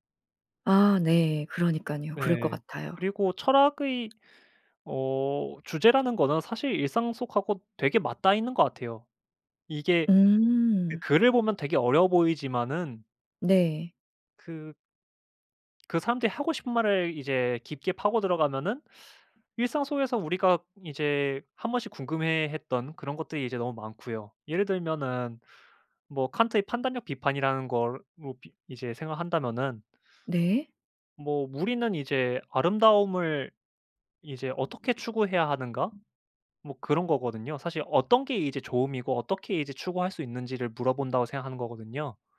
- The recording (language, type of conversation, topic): Korean, podcast, 초보자가 창의성을 키우기 위해 어떤 연습을 하면 좋을까요?
- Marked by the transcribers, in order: tapping; other background noise